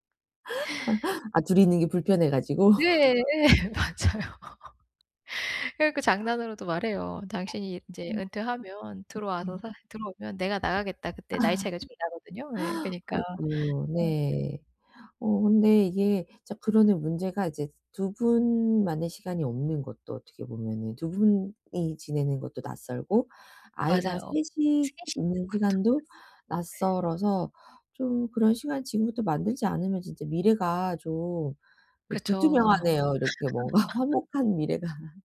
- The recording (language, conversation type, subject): Korean, advice, 연인과 함께하는 시간과 혼자만의 시간을 어떻게 균형 있게 조절할 수 있을까요?
- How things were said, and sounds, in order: laugh; laugh; laughing while speaking: "맞아요"; laugh; other background noise; laugh; laughing while speaking: "뭔가 화목한 미래가"; laugh